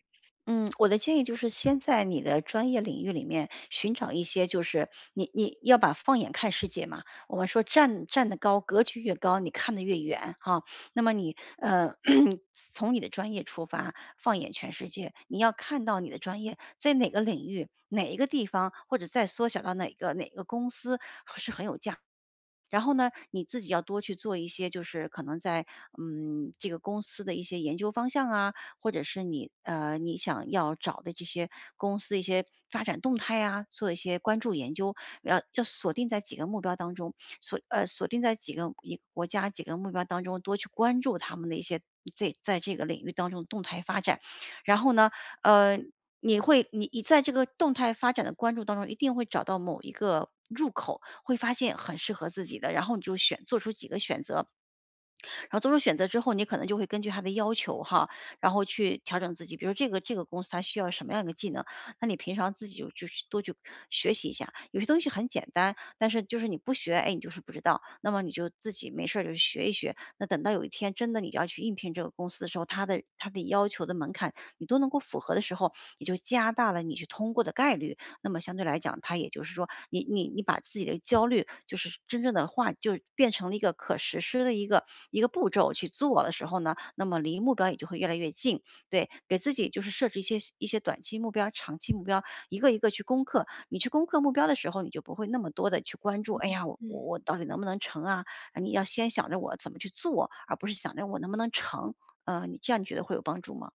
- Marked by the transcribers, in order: throat clearing
- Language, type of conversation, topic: Chinese, advice, 我老是担心未来，怎么才能放下对未来的过度担忧？